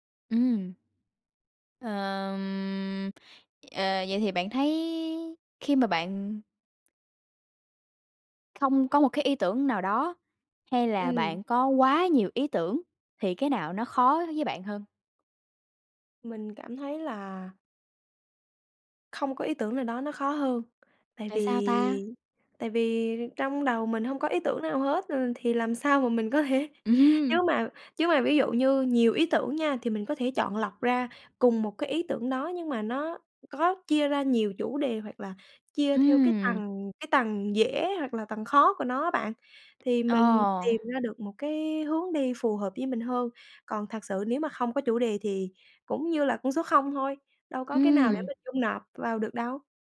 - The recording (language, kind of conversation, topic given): Vietnamese, podcast, Bạn làm thế nào để vượt qua cơn bí ý tưởng?
- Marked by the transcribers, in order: tapping; laughing while speaking: "thể"; laughing while speaking: "Ừm!"